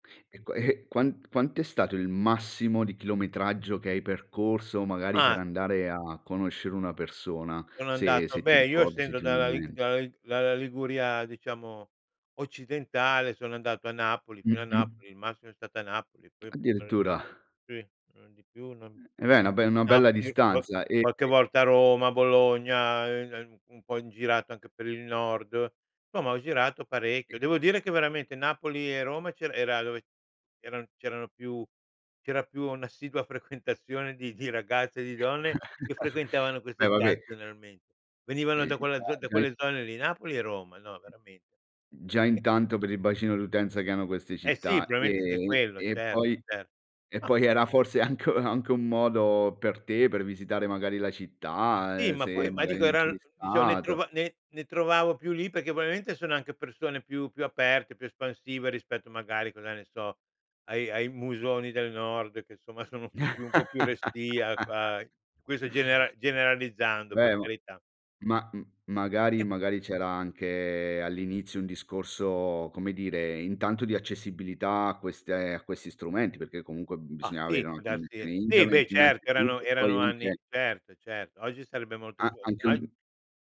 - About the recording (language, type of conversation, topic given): Italian, podcast, Hai mai trasformato un’amicizia online in una reale?
- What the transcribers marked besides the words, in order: tapping; unintelligible speech; unintelligible speech; chuckle; other background noise; "probabilmente" said as "proabilmente"; laughing while speaking: "era forse anche"; "probabilmente" said as "proabilmente"; laugh; unintelligible speech